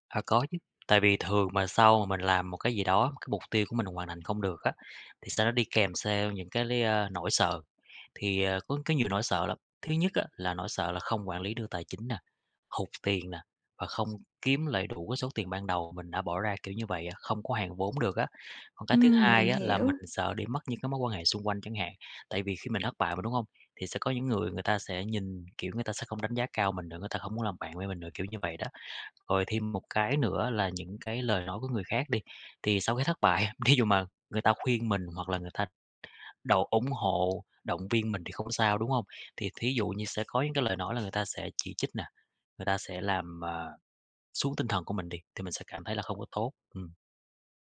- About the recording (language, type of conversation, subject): Vietnamese, advice, Làm thế nào để lấy lại động lực sau khi dự án trước thất bại?
- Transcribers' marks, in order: tapping; "theo" said as "xeo"; other background noise